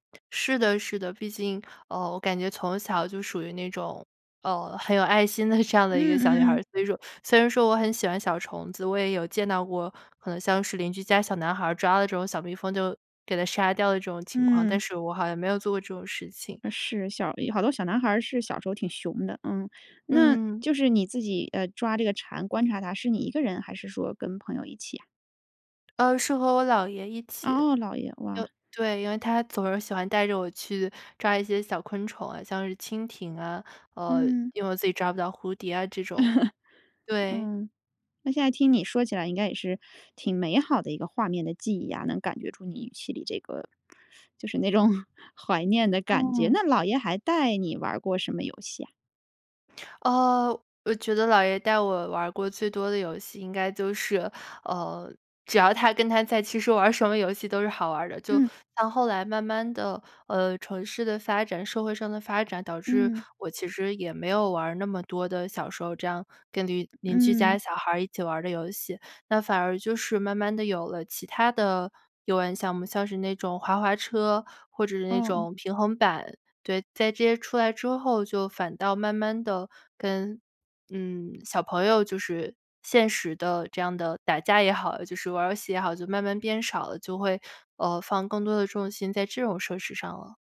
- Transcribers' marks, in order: laughing while speaking: "的"; chuckle; laughing while speaking: "就是那种"
- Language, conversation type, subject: Chinese, podcast, 你小时候最喜欢玩的游戏是什么？